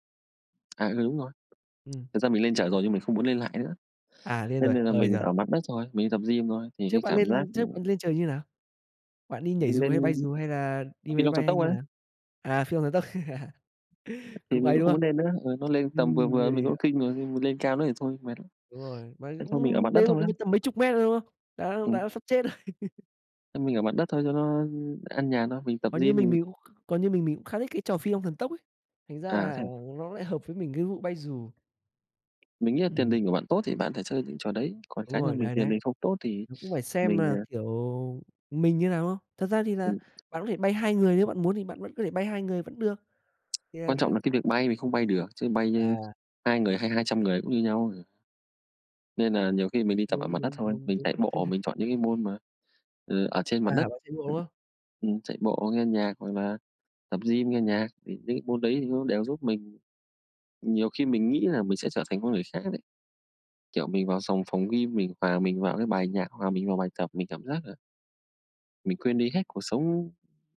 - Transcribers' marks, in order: tapping; other background noise; laughing while speaking: "Tốc"; chuckle; laughing while speaking: "rồi"; chuckle; chuckle
- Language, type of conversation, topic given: Vietnamese, unstructured, Bạn đã từng có trải nghiệm đáng nhớ nào khi chơi thể thao không?